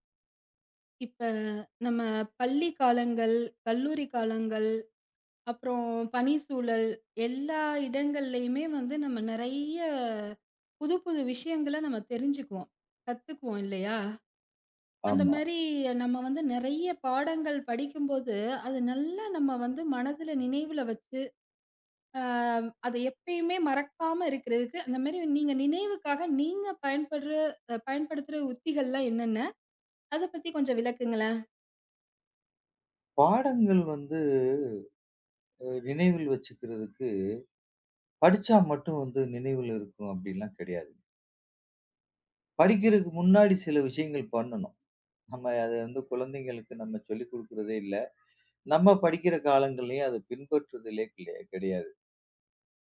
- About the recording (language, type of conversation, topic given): Tamil, podcast, பாடங்களை நன்றாக நினைவில் வைப்பது எப்படி?
- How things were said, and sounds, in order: drawn out: "வந்து"